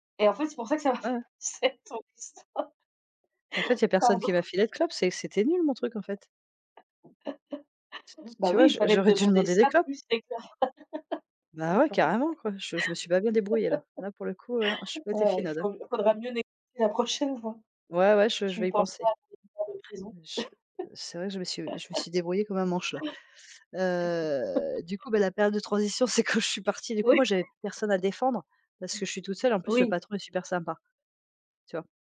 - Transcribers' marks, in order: laughing while speaking: "c'est pour ça que ça m'a fait penser à ton histoire"; tapping; laugh; laugh; other background noise; laugh; unintelligible speech; laugh; drawn out: "Heu"; laugh; laughing while speaking: "c'est quand je suis partie"; laughing while speaking: "Oui"; laugh
- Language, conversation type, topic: French, unstructured, Comment une période de transition a-t-elle redéfini tes aspirations ?